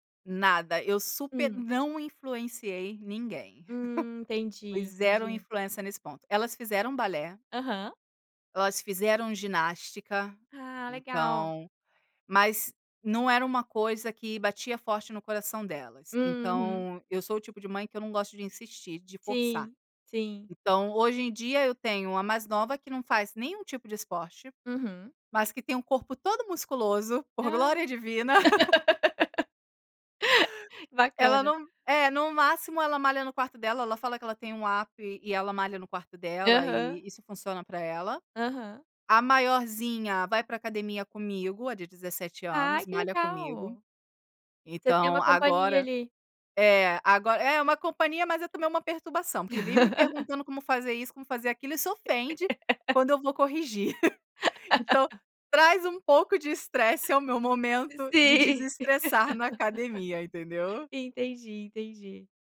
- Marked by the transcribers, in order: giggle; laugh; laugh; laugh; laugh; giggle; laugh
- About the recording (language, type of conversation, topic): Portuguese, podcast, Qual é uma prática simples que ajuda você a reduzir o estresse?